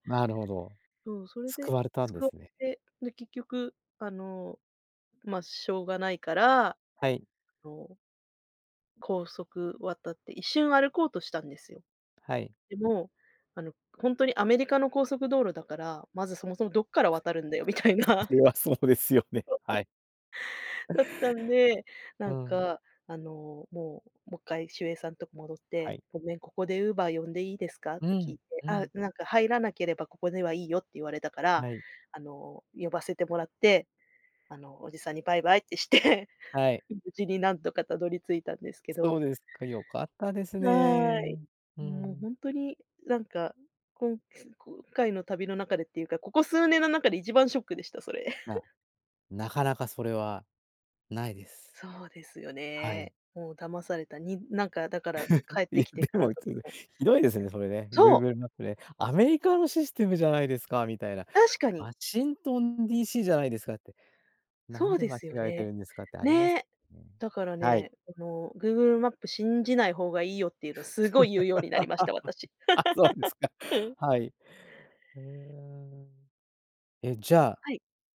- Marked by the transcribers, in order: other background noise; laughing while speaking: "みたいな"; laughing while speaking: "それはそうですよね"; unintelligible speech; laughing while speaking: "して"; giggle; giggle; laughing while speaking: "いや、でもいつもひどいですね、それね"; anticipating: "確かに"; laugh; laughing while speaking: "あ、そうですか"; laugh; laughing while speaking: "うん"
- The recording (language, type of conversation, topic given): Japanese, podcast, 旅先で起きたハプニングを教えてくれますか？